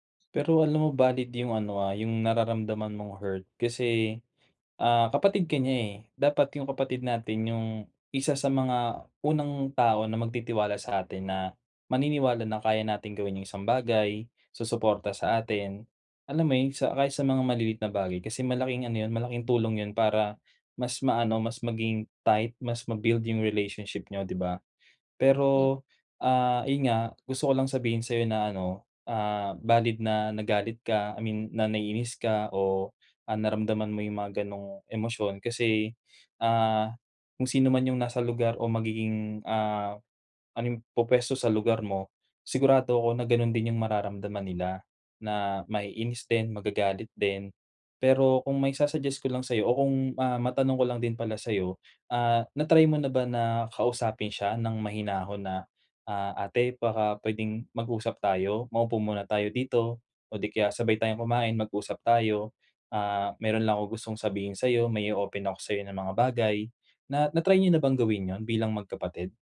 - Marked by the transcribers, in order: none
- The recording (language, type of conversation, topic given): Filipino, advice, Paano ko mapapabuti ang komunikasyon namin ng kapatid ko at maiwasan ang hindi pagkakaunawaan?